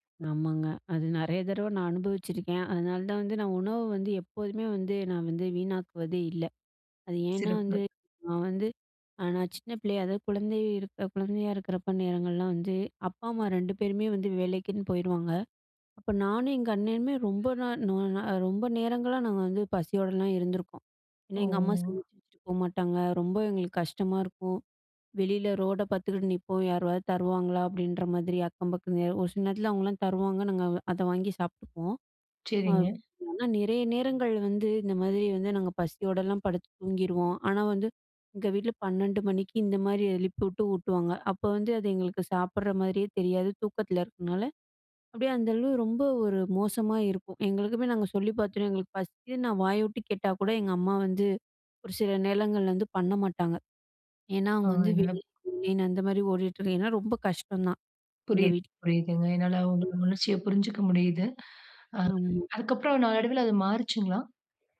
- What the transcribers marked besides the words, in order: other background noise; drawn out: "ஓ!"; "யாராவது" said as "யாருவாது"; unintelligible speech
- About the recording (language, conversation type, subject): Tamil, podcast, வீடுகளில் உணவுப் பொருள் வீணாக்கத்தை குறைக்க எளிய வழிகள் என்ன?